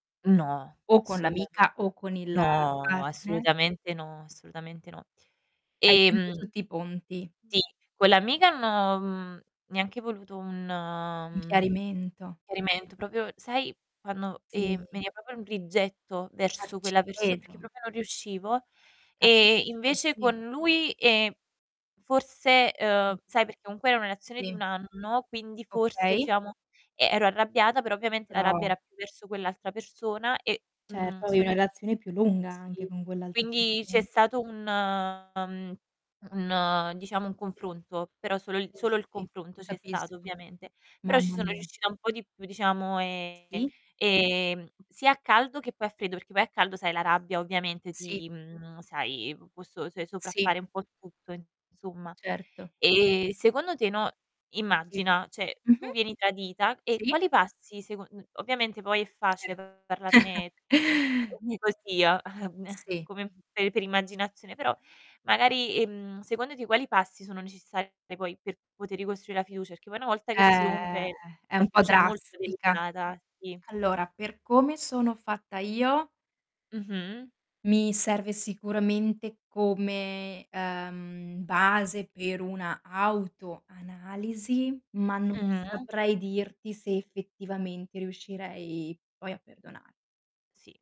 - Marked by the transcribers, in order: distorted speech; "proprio" said as "propio"; "proprio" said as "propio"; "proprio" said as "propio"; "cioè" said as "ceh"; tapping; chuckle; unintelligible speech; chuckle; unintelligible speech
- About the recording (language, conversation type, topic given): Italian, unstructured, Come si può perdonare un tradimento in una relazione?